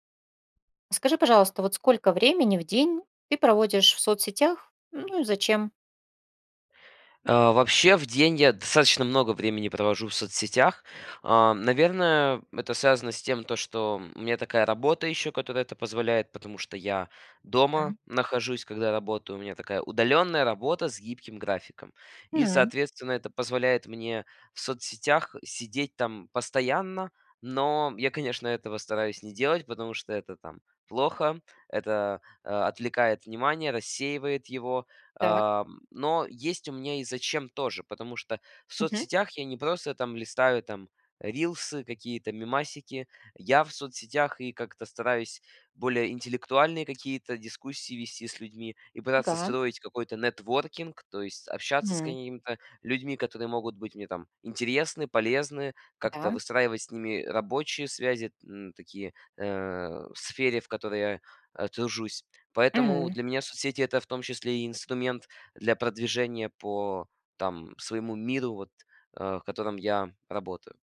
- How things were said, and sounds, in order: none
- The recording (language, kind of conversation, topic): Russian, podcast, Сколько времени в день вы проводите в социальных сетях и зачем?
- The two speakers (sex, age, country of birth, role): female, 40-44, Russia, host; male, 18-19, Ukraine, guest